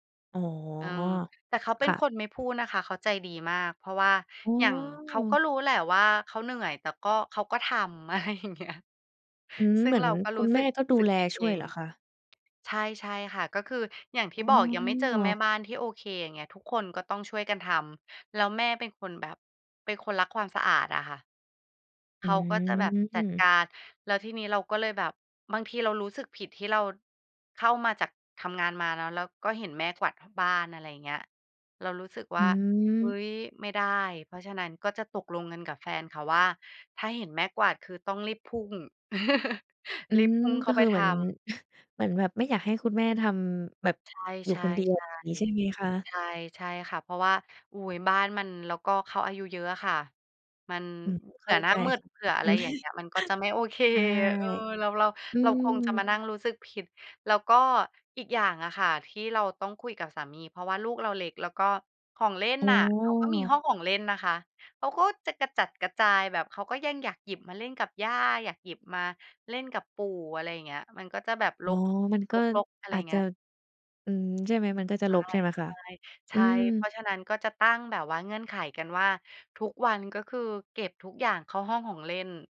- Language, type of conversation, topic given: Thai, podcast, จะแบ่งงานบ้านกับคนในครอบครัวยังไงให้ลงตัว?
- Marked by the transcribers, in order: laughing while speaking: "อะไรอย่างเงี้ย"; laugh; chuckle; laughing while speaking: "โอเค"; chuckle